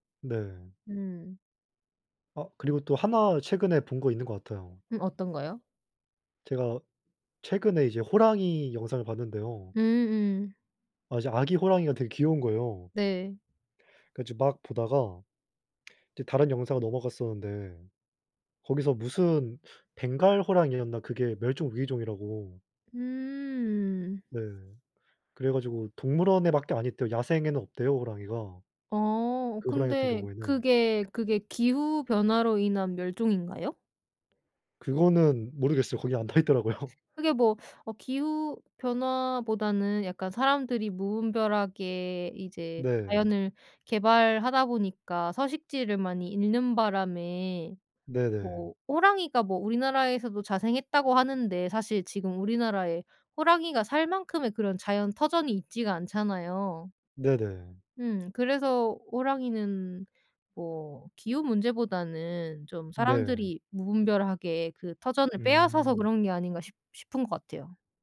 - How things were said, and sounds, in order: laughing while speaking: "나와 있더라고요"
- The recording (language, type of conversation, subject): Korean, unstructured, 기후 변화로 인해 사라지는 동물들에 대해 어떻게 느끼시나요?
- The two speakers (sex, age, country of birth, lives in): female, 30-34, South Korea, South Korea; male, 20-24, South Korea, South Korea